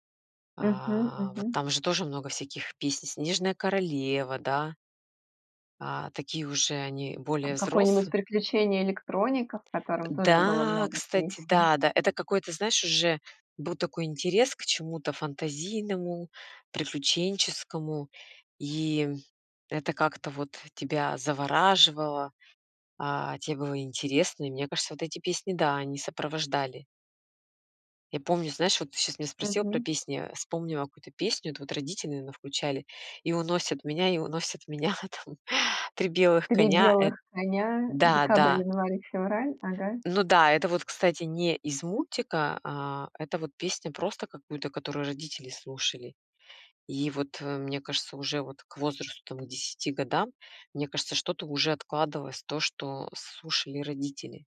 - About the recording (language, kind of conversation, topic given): Russian, podcast, Какая мелодия возвращает тебя в детство?
- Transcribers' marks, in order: laughing while speaking: "меня там"; tapping; other background noise